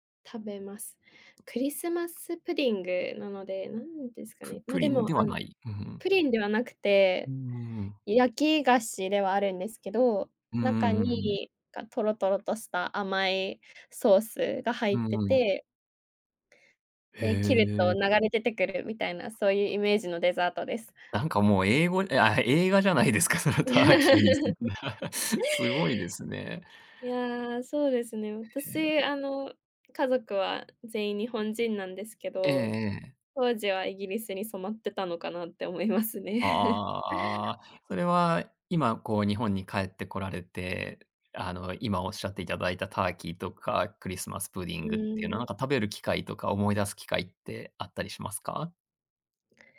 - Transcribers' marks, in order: in English: "クリスマスプディング"; chuckle; laughing while speaking: "ですか、その、ターキーに"; chuckle; chuckle; in English: "クリスマスプディング"
- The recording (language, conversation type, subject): Japanese, podcast, 季節ごとに楽しみにしていることは何ですか？